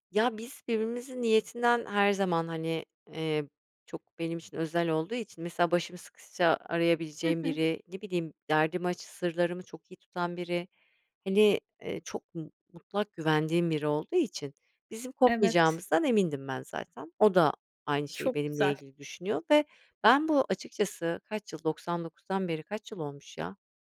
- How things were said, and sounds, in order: none
- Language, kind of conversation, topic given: Turkish, podcast, Dostluklarını nasıl canlı tutarsın?